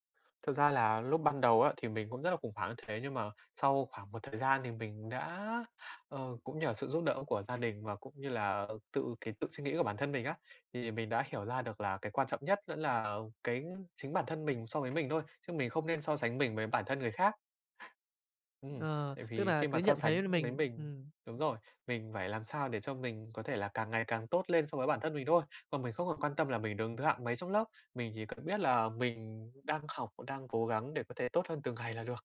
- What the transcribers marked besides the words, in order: tapping
- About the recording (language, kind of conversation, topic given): Vietnamese, podcast, Bạn bắt đầu yêu thích việc học từ khi nào và vì sao?